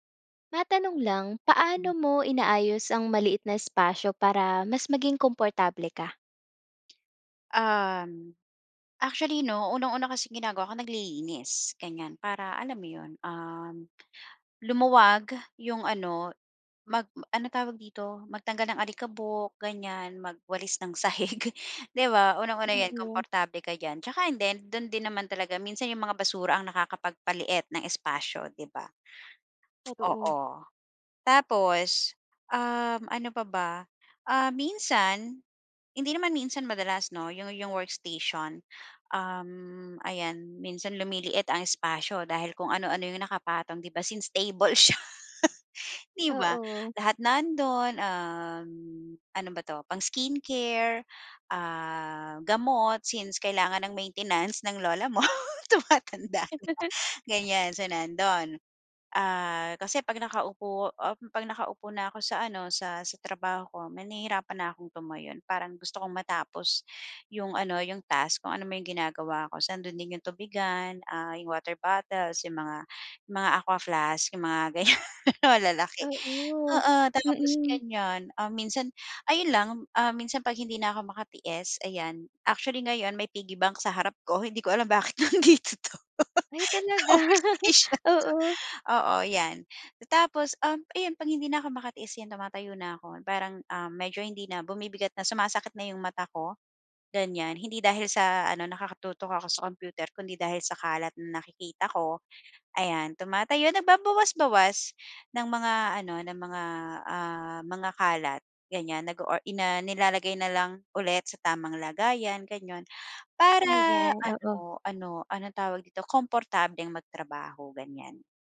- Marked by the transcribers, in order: other noise; tapping; laughing while speaking: "sahig"; in English: "workstation"; laughing while speaking: "siya"; laughing while speaking: "tumatanda na"; other background noise; "tumayo" said as "tumayon"; laughing while speaking: "ganyan"; laughing while speaking: "bakit nandito 'to, sa workstation ko"; laughing while speaking: "talaga?"; "nakatutok" said as "nakakatutok"; "gano'n" said as "ganyon"; background speech
- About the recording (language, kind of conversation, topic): Filipino, podcast, Paano mo inaayos ang maliit na espasyo para mas kumportable?